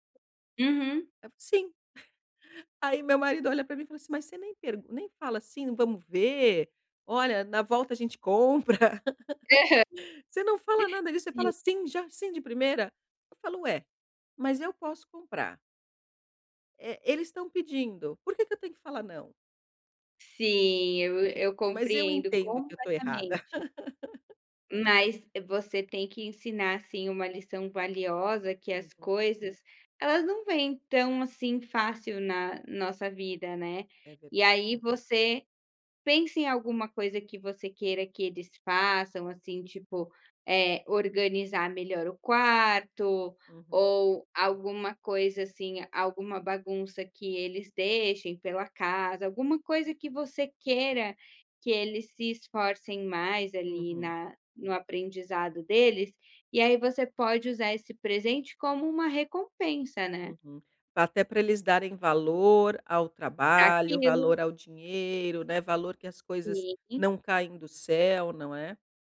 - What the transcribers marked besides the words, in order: tapping; unintelligible speech; chuckle; laugh; laugh
- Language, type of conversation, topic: Portuguese, advice, Como posso estabelecer limites e dizer não em um grupo?